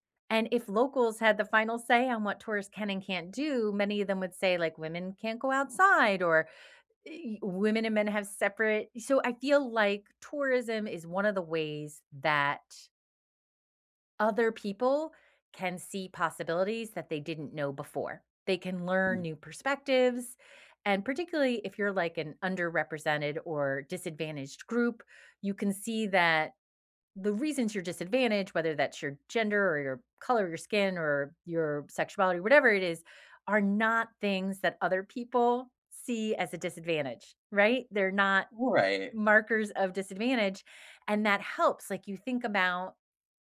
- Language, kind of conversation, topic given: English, unstructured, Should locals have the final say over what tourists can and cannot do?
- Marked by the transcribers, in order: other background noise; unintelligible speech